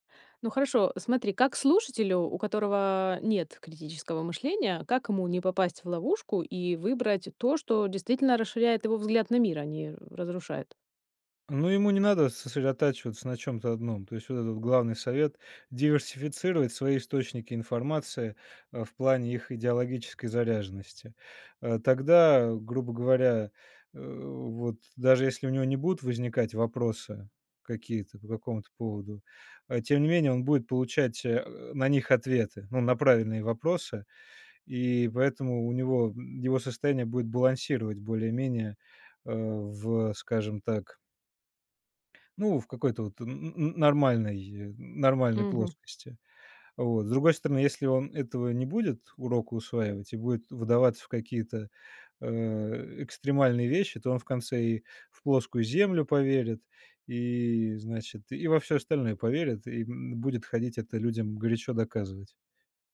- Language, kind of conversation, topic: Russian, podcast, Как книги влияют на наше восприятие жизни?
- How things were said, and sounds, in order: none